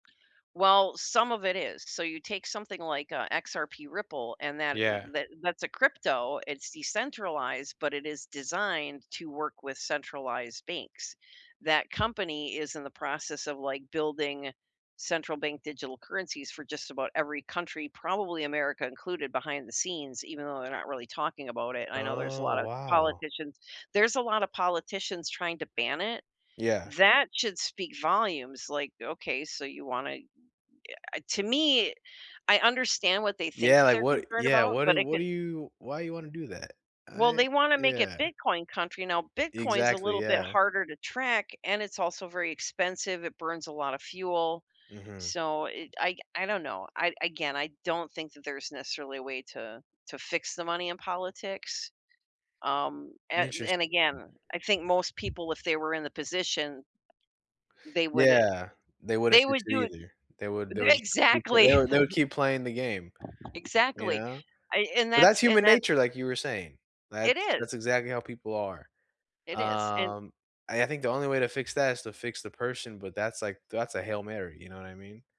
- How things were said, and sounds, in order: tapping; chuckle; other background noise
- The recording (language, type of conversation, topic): English, unstructured, What role should money play in politics?